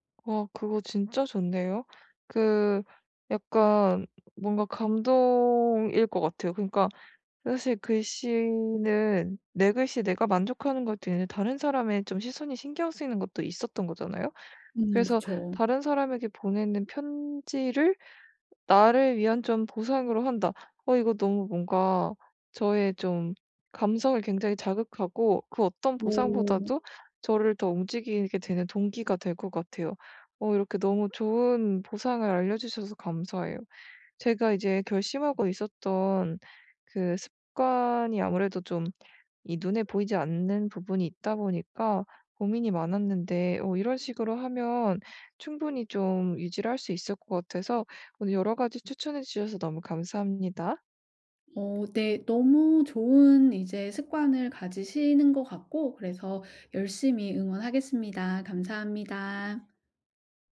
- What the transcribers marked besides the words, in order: other background noise; tapping
- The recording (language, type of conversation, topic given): Korean, advice, 습관을 오래 유지하는 데 도움이 되는 나에게 맞는 간단한 보상은 무엇일까요?